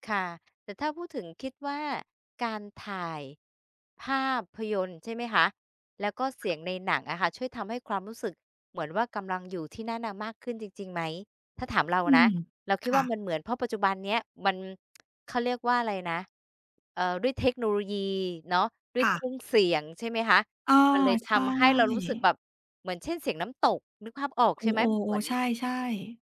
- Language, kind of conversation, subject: Thai, unstructured, ทำไมภาพยนตร์ถึงทำให้เรารู้สึกเหมือนได้ไปอยู่ในสถานที่ใหม่ๆ?
- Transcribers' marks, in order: other background noise; tsk